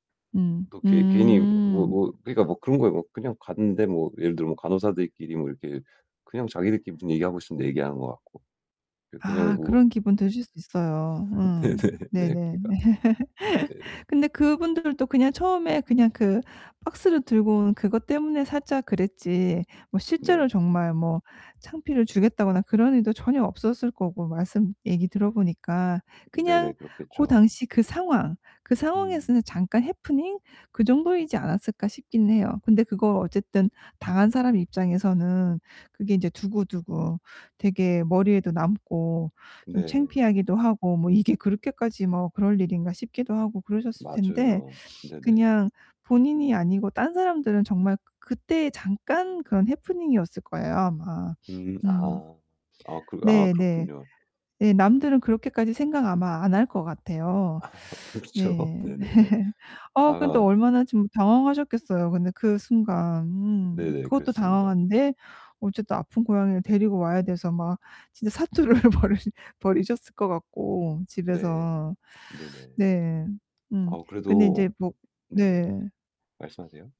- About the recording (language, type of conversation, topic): Korean, advice, 창피한 일을 겪은 뒤 자신을 어떻게 받아들이고 자기 수용을 연습할 수 있을까요?
- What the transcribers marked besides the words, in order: laugh; laughing while speaking: "네네"; laughing while speaking: "네"; laugh; other background noise; laughing while speaking: "아 그렇죠"; laugh; laughing while speaking: "사투를 벌"